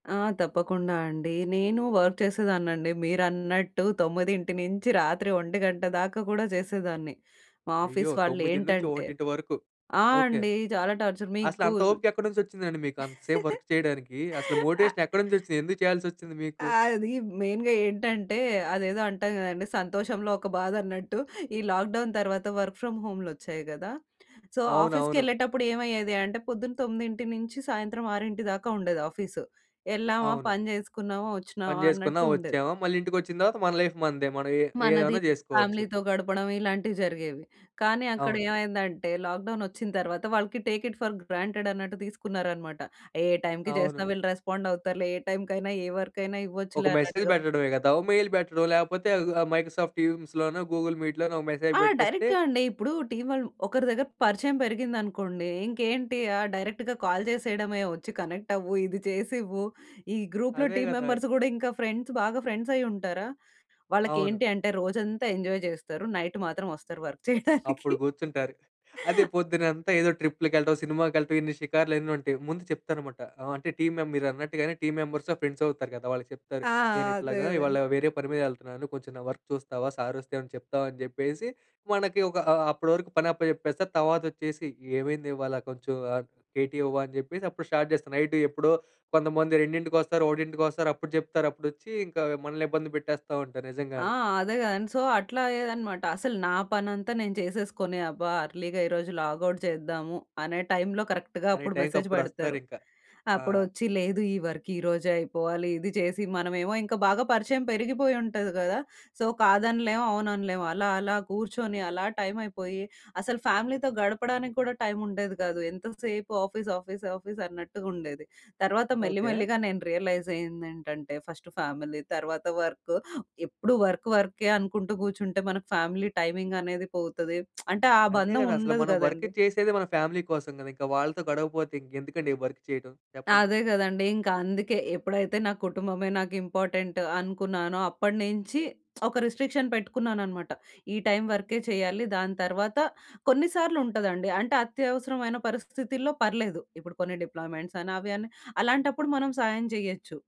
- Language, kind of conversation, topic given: Telugu, podcast, పని మీద ఆధారపడకుండా సంతోషంగా ఉండేందుకు మీరు మీకు మీరే ఏ విధంగా పరిమితులు పెట్టుకుంటారు?
- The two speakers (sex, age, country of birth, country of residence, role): female, 30-34, India, India, guest; male, 25-29, India, India, host
- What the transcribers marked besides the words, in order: in English: "వర్క్"; in English: "ఆఫీస్"; in English: "వర్క్"; in English: "టార్చర్"; chuckle; in English: "మోటివేషన్"; other noise; in English: "మెయిన్‌గా"; in English: "లాక్‌డౌన్"; in English: "సో"; in English: "ఆఫీస్"; in English: "లైఫ్"; in English: "ఫ్యామిలీ‌తో"; in English: "లాక్‌డౌన్"; in English: "టేక్ ఇట్ ఫర్ గ్రాంటెడ్"; in English: "టైమ్‌కి"; in English: "రెస్పాండ్"; in English: "వర్క్"; in English: "మెసేజ్"; in English: "మెయిల్"; in English: "మైక్రోసాఫ్ట్ టీమ్స్‌లోనో, గూగుల్ మీట్‌లోనో"; in English: "మెసేజ్"; in English: "డైరెక్ట్‌గా"; in English: "టీమ్"; in English: "డైరెక్ట్‌గా కాల్"; in English: "కనెక్ట్"; in English: "గ్రూప్‌లో టీమ్ మెంబర్స్"; in English: "ఫ్రెండ్స్"; in English: "ఫ్రెండ్స్"; in English: "ఎంజాయ్"; in English: "నైట్"; in English: "వర్క్"; laughing while speaking: "చేయడానికి"; in English: "టీమ్"; in English: "టీమ్ మెంబర్స్ ఫ్రెండ్స్"; in English: "వర్క్"; in English: "సార్"; in English: "కేటీ"; in English: "స్టార్ట్"; in English: "నైట్"; other background noise; in English: "సో"; in English: "అర్లీగా"; in English: "లాగౌట్"; in English: "టైమ్‌లో కరెక్ట్‌గా"; in English: "టైమ్‌కి"; in English: "మెసేజ్"; in English: "వర్క్"; in English: "సో"; in English: "టైమ్"; in English: "ఫ్యామిలీతో"; in English: "టైమ్"; in English: "ఆఫీస్, ఆఫీస్, ఆఫీస్"; in English: "రియలైజ్"; in English: "ఫస్ట్ ఫ్యామిలీ"; in English: "వర్క్"; in English: "వర్క్"; in English: "ఫ్యామిలీ టైమింగ్"; lip smack; in English: "వర్క్"; in English: "ఫ్యామిలీ"; in English: "వర్క్"; in English: "ఇంపార్టెంట్"; lip smack; in English: "రిస్ట్రిక్షన్"; in English: "టైమ్"; in English: "డిప్లాయిమెంట్స్"